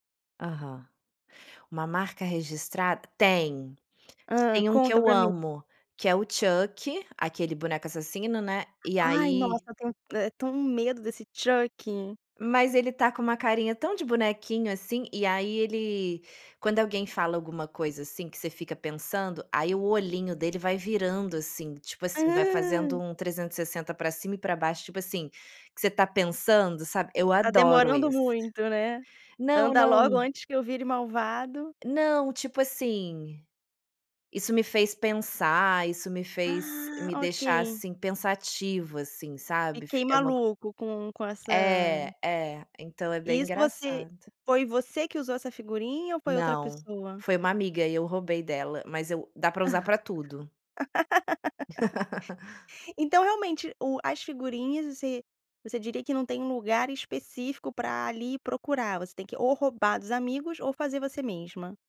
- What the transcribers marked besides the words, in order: laugh; laugh
- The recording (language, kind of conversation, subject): Portuguese, podcast, Que papel os memes têm nas suas conversas digitais?